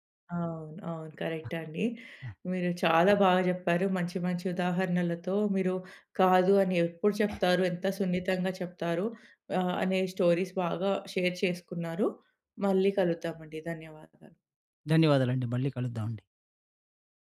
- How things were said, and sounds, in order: other background noise; in English: "స్టోరీస్"; in English: "షేర్"
- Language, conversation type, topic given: Telugu, podcast, ఎలా సున్నితంగా ‘కాదు’ చెప్పాలి?